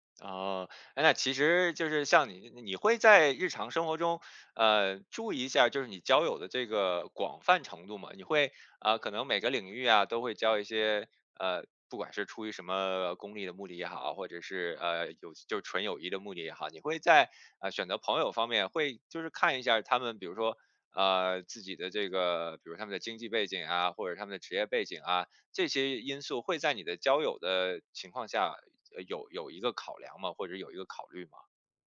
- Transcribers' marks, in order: none
- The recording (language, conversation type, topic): Chinese, podcast, 你是怎么认识并结交到这位好朋友的？